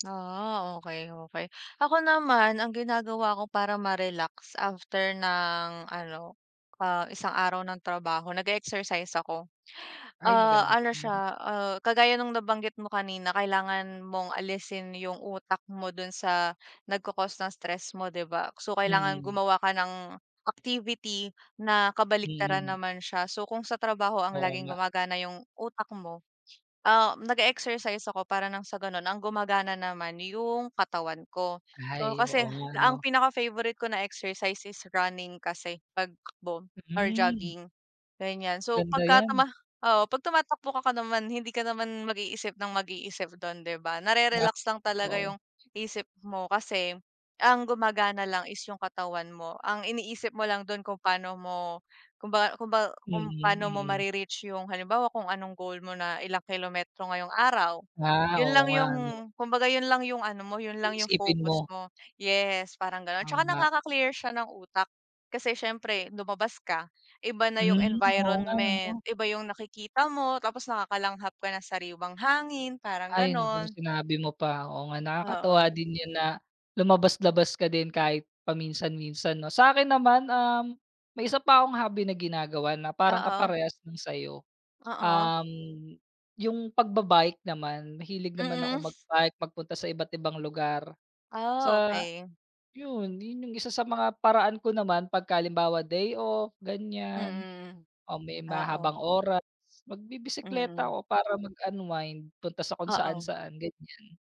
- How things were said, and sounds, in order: tapping; other background noise
- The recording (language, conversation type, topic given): Filipino, unstructured, Paano mo hinaharap ang pagkapuwersa at pag-aalala sa trabaho?